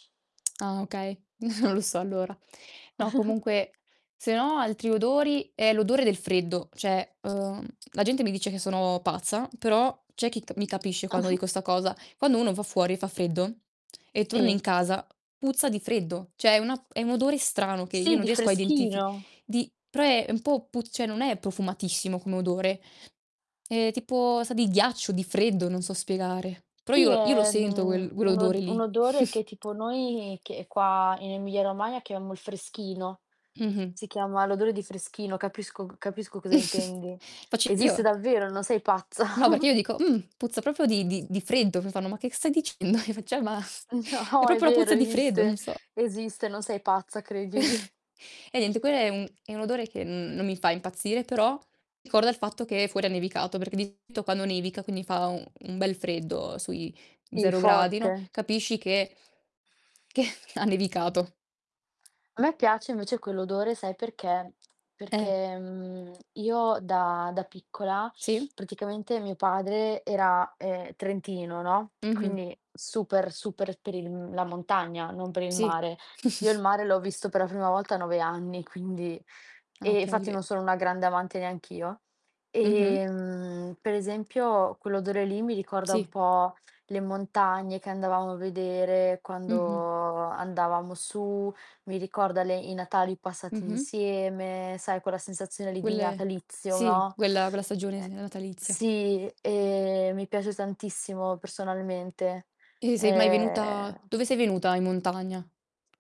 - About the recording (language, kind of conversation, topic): Italian, unstructured, C’è un odore che ti riporta subito al passato?
- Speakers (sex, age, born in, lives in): female, 20-24, Italy, Italy; female, 20-24, Italy, Italy
- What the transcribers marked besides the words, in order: tapping; distorted speech; chuckle; other background noise; chuckle; "Cioè" said as "ceh"; "quel-" said as "uel"; "quell'" said as "guell"; chuckle; chuckle; chuckle; "proprio" said as "propo"; laughing while speaking: "No"; chuckle; laughing while speaking: "Io faccio: Eh, ma"; "proprio" said as "propo"; laughing while speaking: "credimi"; chuckle; laughing while speaking: "che"; chuckle; "Quelle" said as "guelle"; "quella-" said as "guella"; "quella" said as "guella"; "natalizio" said as "neatalizio"; drawn out: "Ehm"